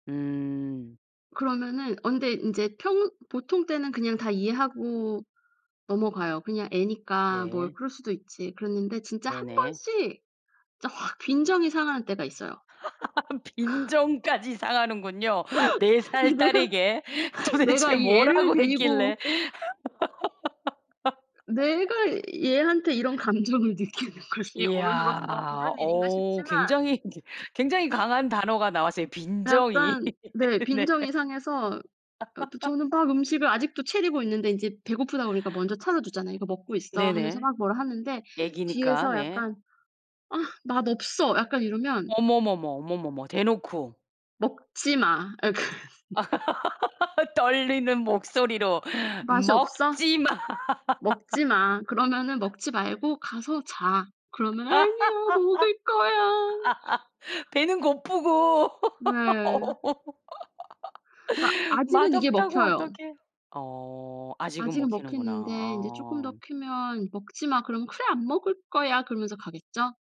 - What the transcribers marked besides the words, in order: laugh; laughing while speaking: "빈정까지 상하는군요. 네 살 딸에게 도대체 뭐라고 했길래"; laugh; laughing while speaking: "내가, 내가 이 애를 데리고"; other background noise; laugh; laughing while speaking: "감정을 느끼는 것이"; laugh; laughing while speaking: "네"; laugh; "차리고" said as "채리고"; put-on voice: "아 맛없어"; laughing while speaking: "아 약간"; laugh; laughing while speaking: "떨리는 목소리로 먹지 마"; laugh; laugh; put-on voice: "아니야 먹을 거야"; laughing while speaking: "배는 고프고. 맛없다고 어떻게"; laugh; put-on voice: "그래 안 먹을 거야"
- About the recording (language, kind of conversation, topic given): Korean, podcast, 요리로 사랑을 표현하는 방법은 무엇이라고 생각하시나요?